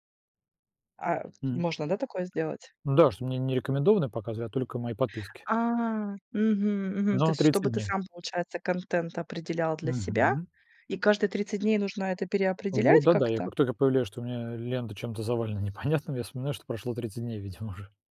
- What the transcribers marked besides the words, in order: laughing while speaking: "непонятным"; laughing while speaking: "видимо"
- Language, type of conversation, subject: Russian, podcast, Какие у тебя правила пользования социальными сетями?